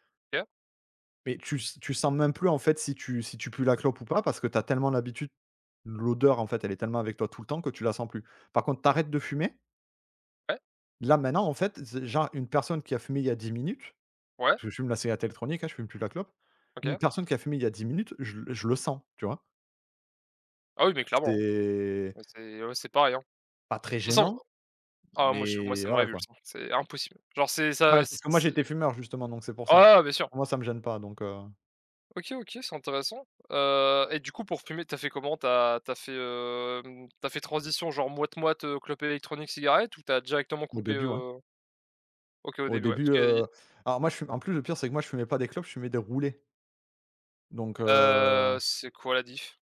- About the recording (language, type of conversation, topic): French, unstructured, As-tu déjà goûté un plat très épicé, et comment était-ce ?
- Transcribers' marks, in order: drawn out: "C'est"